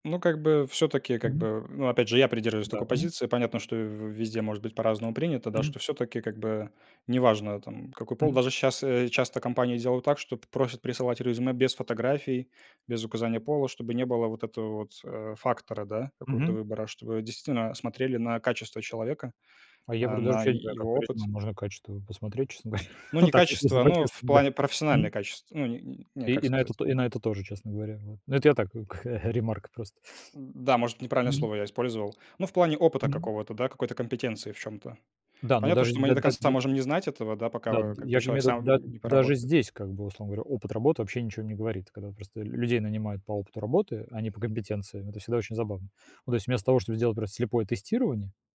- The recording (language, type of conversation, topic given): Russian, unstructured, Почему, по вашему мнению, важно, чтобы у всех были равные права?
- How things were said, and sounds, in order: laughing while speaking: "говоря"; chuckle; unintelligible speech; other background noise